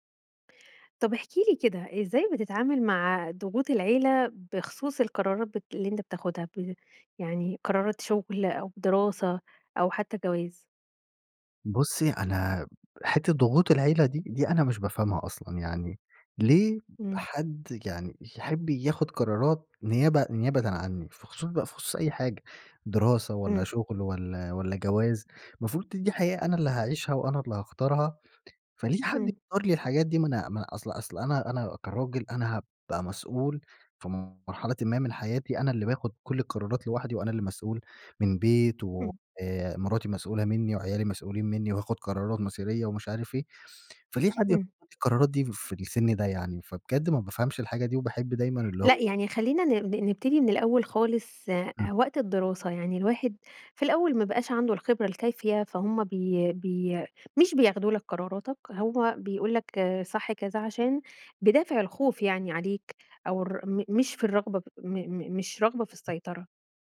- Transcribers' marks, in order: tapping
- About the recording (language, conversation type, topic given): Arabic, podcast, إزاي بتتعامل مع ضغط العيلة على قراراتك؟